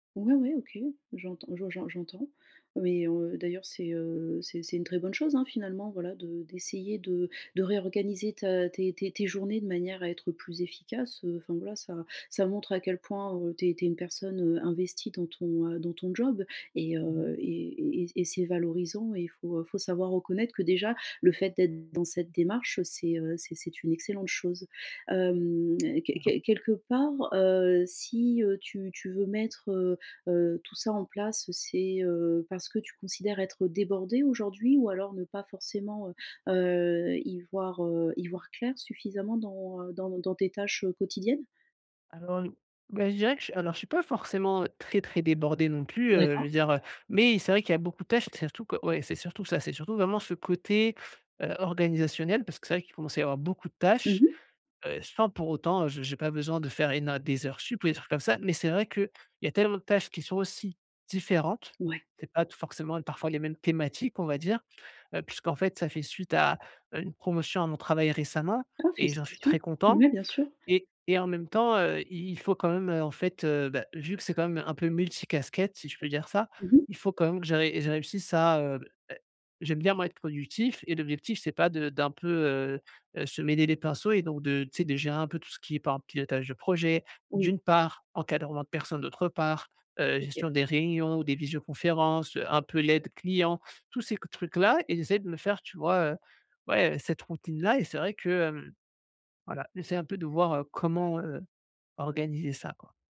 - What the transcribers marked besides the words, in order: unintelligible speech; unintelligible speech
- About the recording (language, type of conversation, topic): French, advice, Comment puis-je suivre facilement mes routines et voir mes progrès personnels ?